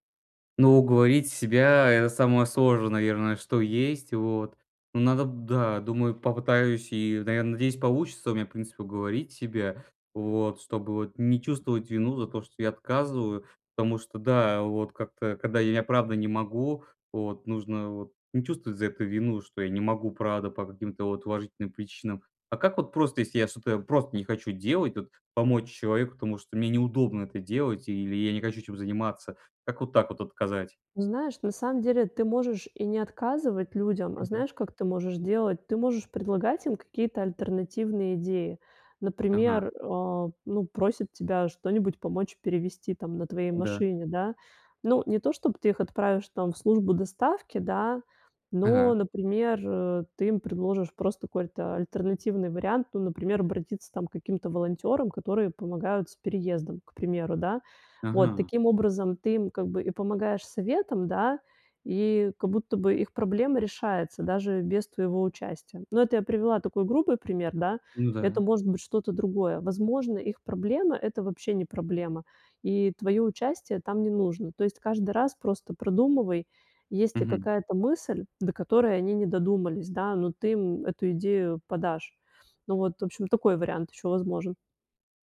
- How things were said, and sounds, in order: none
- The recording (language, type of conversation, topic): Russian, advice, Как отказать без чувства вины, когда меня просят сделать что-то неудобное?